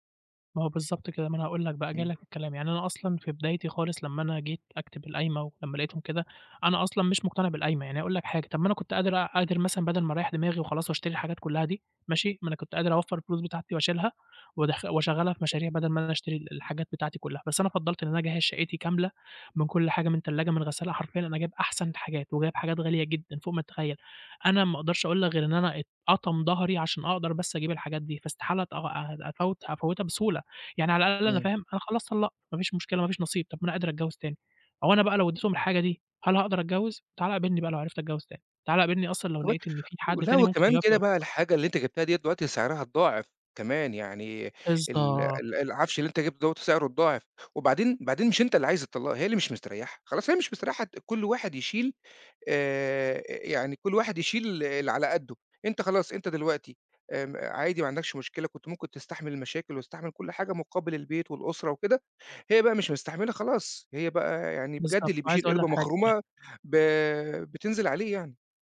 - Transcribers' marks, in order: other background noise; sniff; unintelligible speech
- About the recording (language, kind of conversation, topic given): Arabic, advice, إزاي نحل الخلاف على تقسيم الحاجات والهدوم بعد الفراق؟